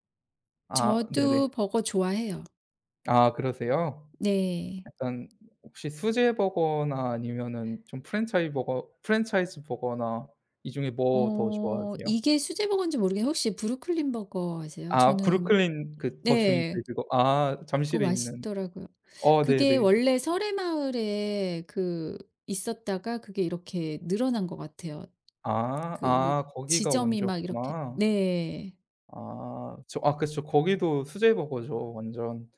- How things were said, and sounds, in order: tapping; other background noise
- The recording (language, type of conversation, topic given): Korean, unstructured, 가장 좋아하는 음식은 무엇인가요?